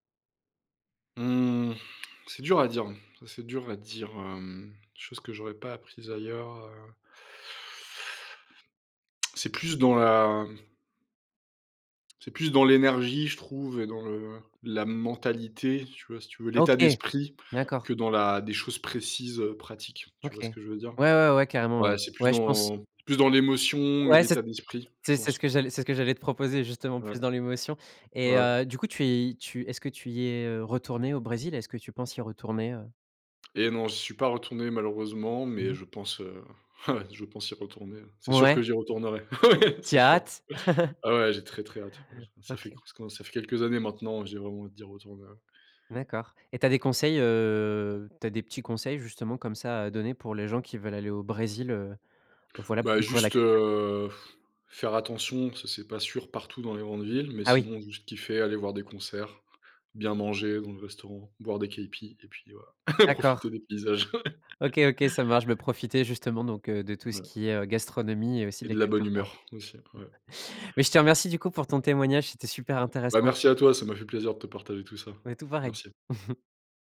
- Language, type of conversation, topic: French, podcast, En quoi voyager a-t-il élargi ton horizon musical ?
- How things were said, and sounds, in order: drawn out: "Mmh"; drawn out: "dans"; drawn out: "l'émotion"; laughing while speaking: "Ouais !"; other background noise; chuckle; drawn out: "heu"; blowing; stressed: "partout"; in Portuguese: "caïpis"; chuckle; chuckle; chuckle